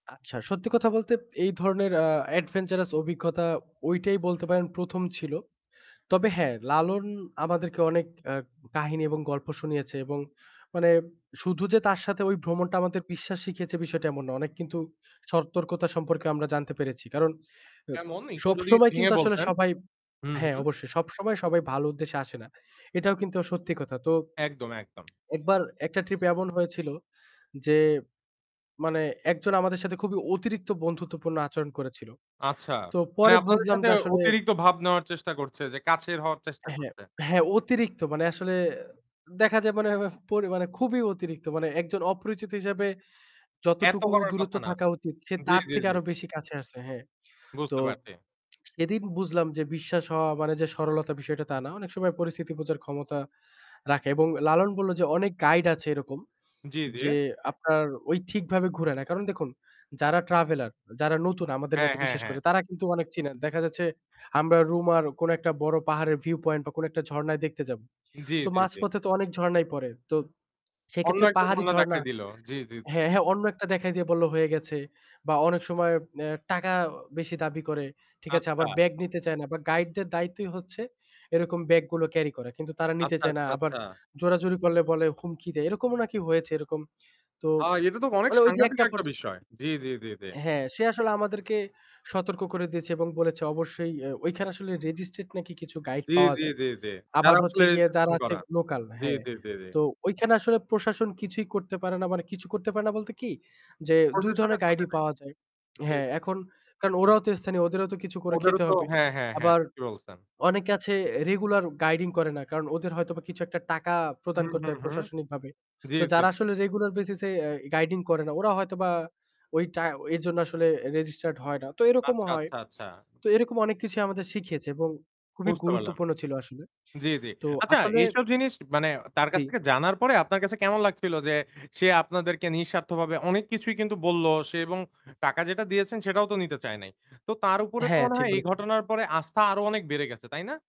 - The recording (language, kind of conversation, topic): Bengali, podcast, ভ্রমণে মানুষের ওপর বিশ্বাস রাখার ব্যাপারে তুমি কী শিখেছ?
- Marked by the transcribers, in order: static; in English: "adventurous"; "বিশ্বাস" said as "পিশ্বাস"; "সতর্কতা" said as "সরতর্কতা"; distorted speech; lip smack; other background noise; in English: "viewpoint"; in English: "registrate"; unintelligible speech; lip smack; in English: "registered"